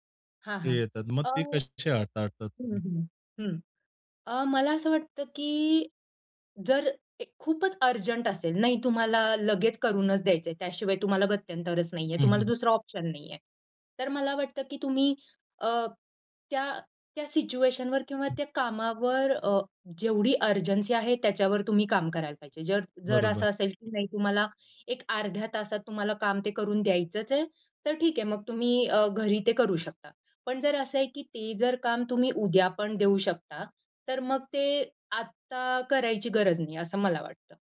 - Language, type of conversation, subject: Marathi, podcast, घरी आणि कार्यालयीन कामामधील सीमा तुम्ही कशा ठरवता?
- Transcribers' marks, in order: in English: "ऑप्शन"; in English: "सिच्युएशनवर"; in English: "अर्जन्सी"